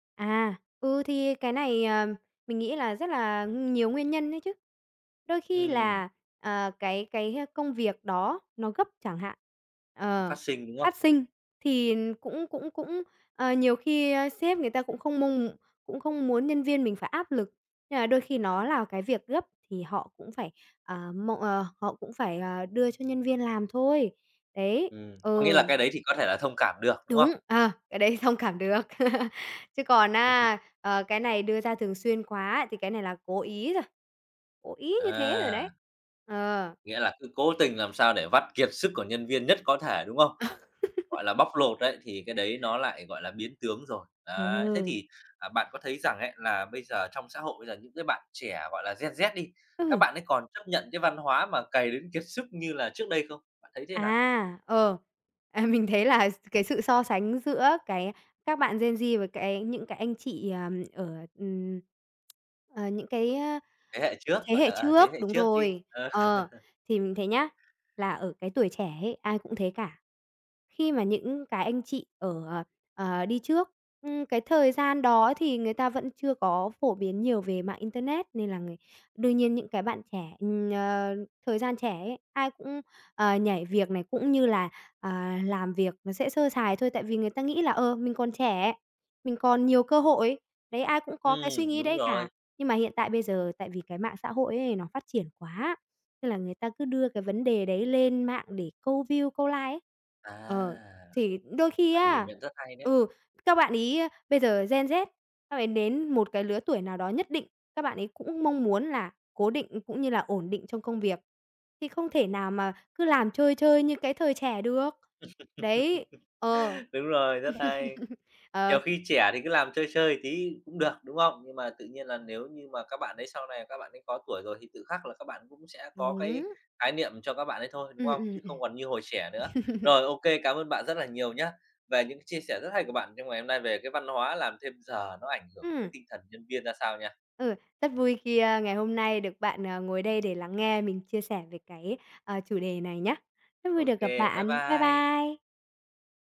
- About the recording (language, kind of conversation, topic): Vietnamese, podcast, Văn hóa làm thêm giờ ảnh hưởng tới tinh thần nhân viên ra sao?
- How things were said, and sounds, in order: other background noise; chuckle; laugh; laughing while speaking: "ờ, mình thấy là"; tapping; laughing while speaking: "Ờ"; laugh; in English: "view"; in English: "like"; laugh; laugh; other noise; chuckle